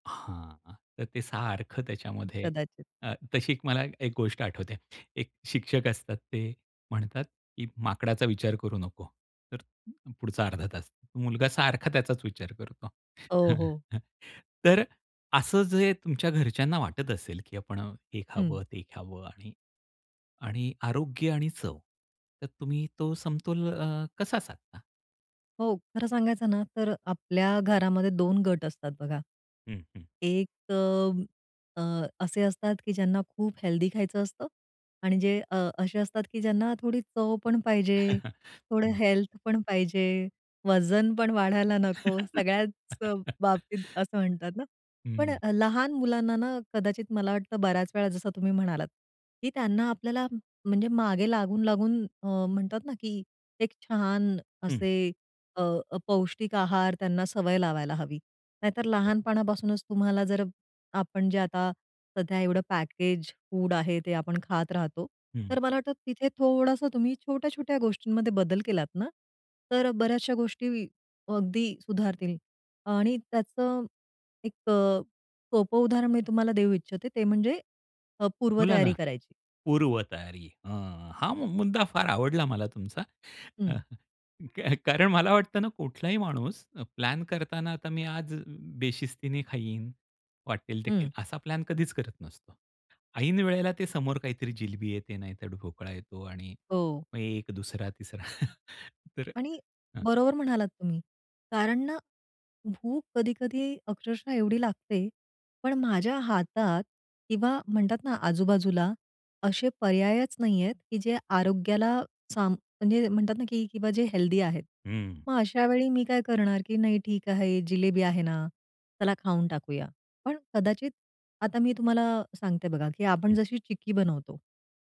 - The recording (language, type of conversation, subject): Marathi, podcast, चव आणि आरोग्यात तुम्ही कसा समतोल साधता?
- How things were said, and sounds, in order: other noise; chuckle; chuckle; laugh; in English: "पॅकेज फूड"; laughing while speaking: "काय का"; chuckle